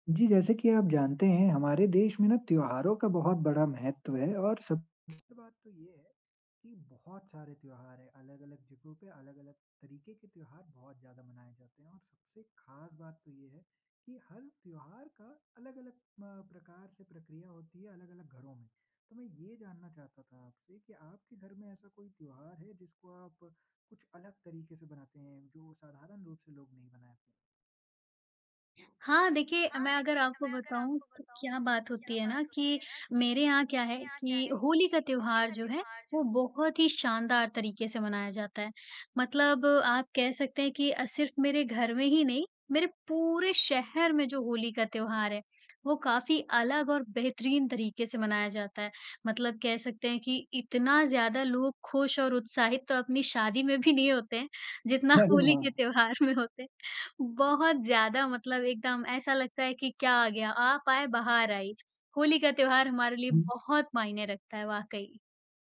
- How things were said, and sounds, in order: background speech; laughing while speaking: "त्योहार में होते"
- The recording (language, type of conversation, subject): Hindi, podcast, कौन-सा त्योहार आपके घर में कुछ अलग तरीके से मनाया जाता है?